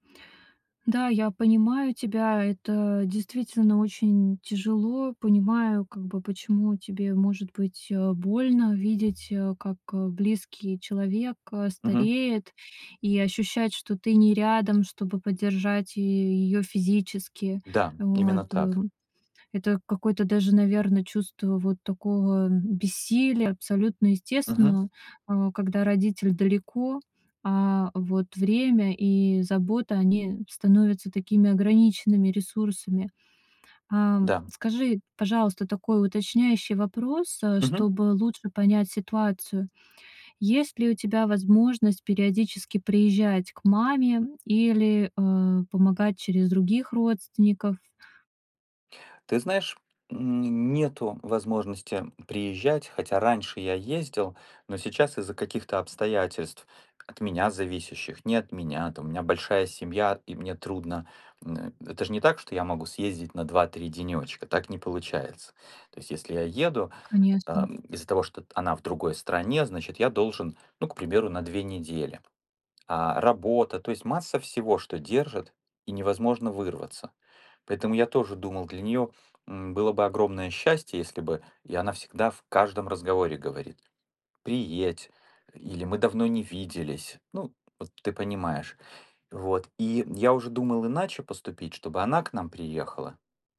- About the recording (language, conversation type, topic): Russian, advice, Как справляться с уходом за пожилым родственником, если неизвестно, как долго это продлится?
- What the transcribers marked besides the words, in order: tapping; other background noise